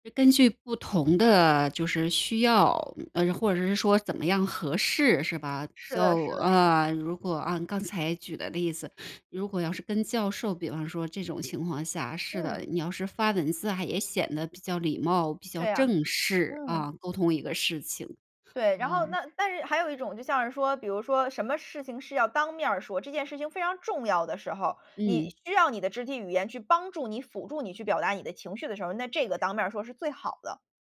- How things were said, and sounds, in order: none
- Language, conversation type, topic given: Chinese, podcast, 你在手机沟通时的习惯和面对面交流有哪些不同？